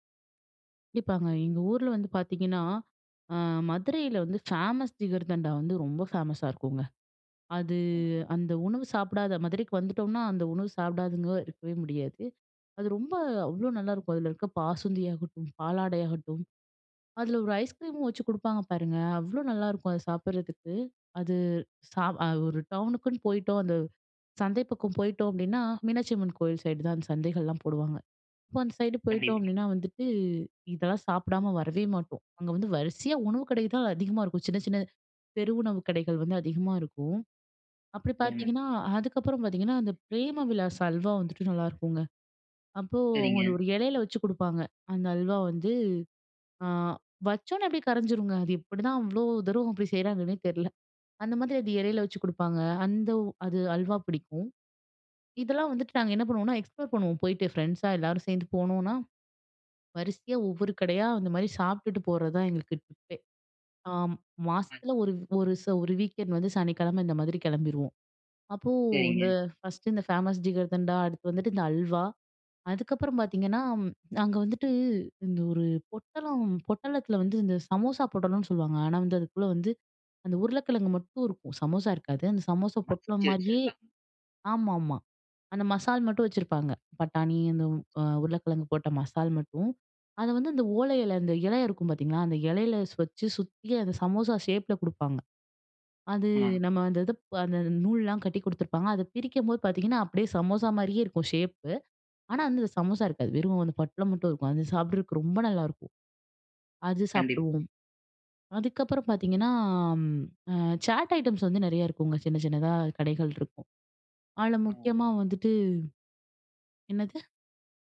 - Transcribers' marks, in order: other noise; in English: "ஃபேமஸ்"; in English: "ஃபேமஸா"; drawn out: "அது"; other background noise; in English: "எக்ஸ்ப்ளோர்"; in English: "டிப்பே!"; in English: "வீக்கெண்ட்"; in English: "ஃபர்ஸ்ட்டு"; in English: "ஃபேமஸ்"; in English: "ஷேப்ல"; in English: "ஷேப்பு"; in English: "சாட் ஐட்டம்ஸ்"
- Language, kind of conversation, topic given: Tamil, podcast, உங்கள் ஊரில் உங்களால் மறக்க முடியாத உள்ளூர் உணவு அனுபவம் எது?